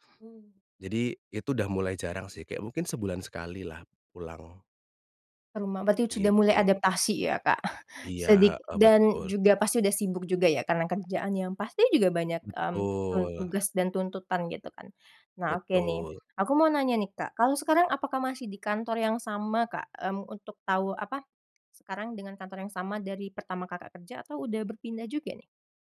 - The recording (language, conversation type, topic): Indonesian, podcast, Bagaimana kamu menilai tawaran kerja yang mengharuskan kamu jauh dari keluarga?
- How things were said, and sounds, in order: "sudah" said as "cudah"; chuckle; tapping; other background noise